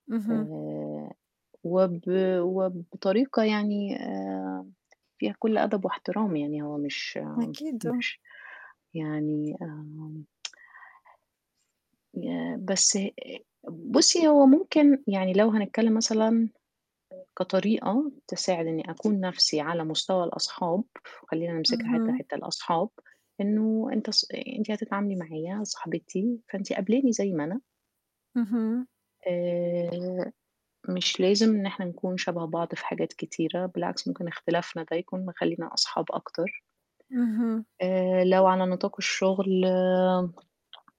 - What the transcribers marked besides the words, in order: tsk; other noise; other background noise
- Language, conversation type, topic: Arabic, unstructured, هل بتحس إن فيه ضغط عليك تبقى شخص معيّن عشان المجتمع يتقبّلك؟